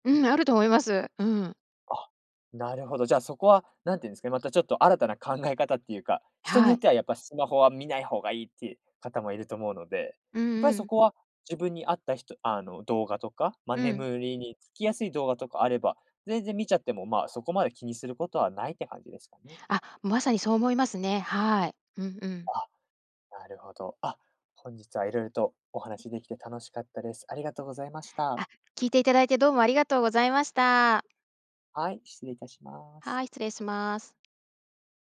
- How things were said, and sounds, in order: none
- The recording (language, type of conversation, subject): Japanese, podcast, 睡眠前のルーティンはありますか？